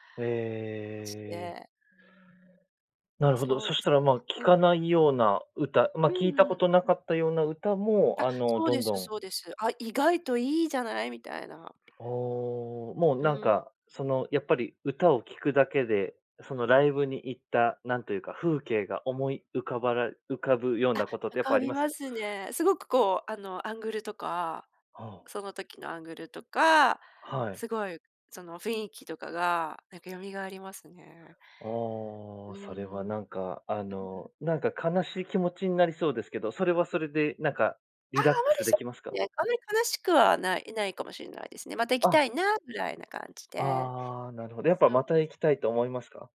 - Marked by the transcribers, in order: none
- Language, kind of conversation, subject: Japanese, podcast, ライブで心を動かされた瞬間はありましたか？